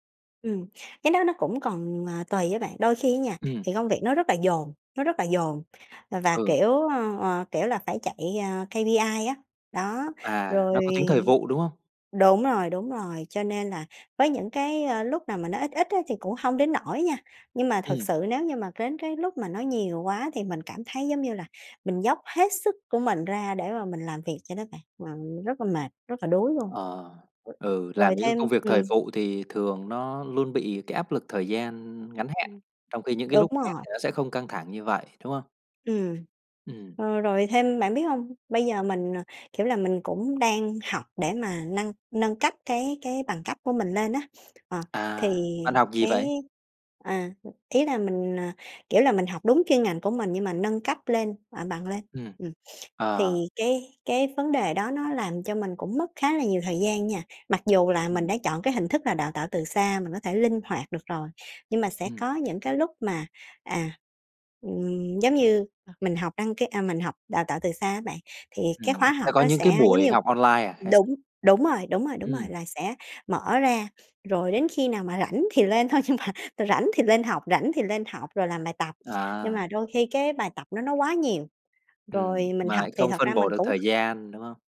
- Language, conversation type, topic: Vietnamese, advice, Bạn đang cảm thấy kiệt sức và mất cân bằng vì quá nhiều công việc, phải không?
- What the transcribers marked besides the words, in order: tapping; in English: "K-P-I"; unintelligible speech; other background noise; sniff; sniff; sniff; laughing while speaking: "nhưng mà"